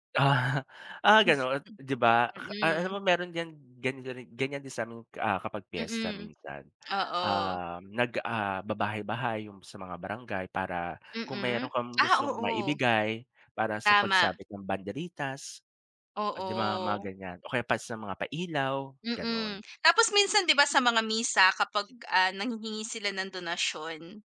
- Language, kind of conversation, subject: Filipino, unstructured, Paano mo ipinagdiriwang ang mga espesyal na okasyon kasama ang inyong komunidad?
- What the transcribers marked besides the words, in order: laughing while speaking: "Ah"; other noise; tapping; other background noise